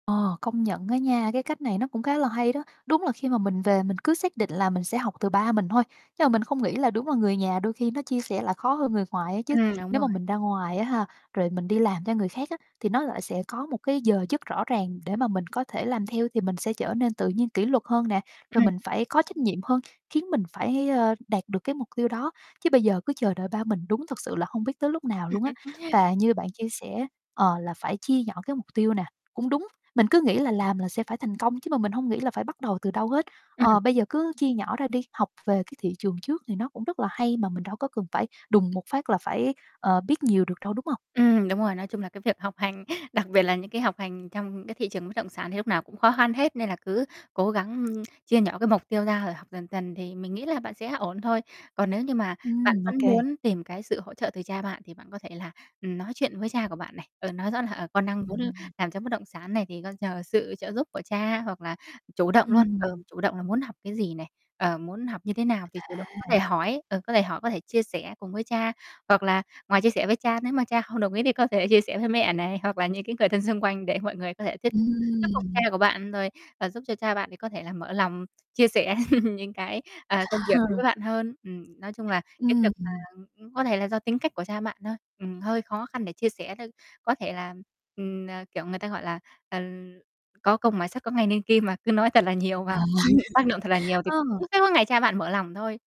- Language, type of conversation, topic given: Vietnamese, advice, Làm thế nào để lấy lại động lực và hoàn thành mục tiêu cá nhân của bạn?
- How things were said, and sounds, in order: other background noise; distorted speech; laugh; tapping; static; laugh; chuckle; laugh; chuckle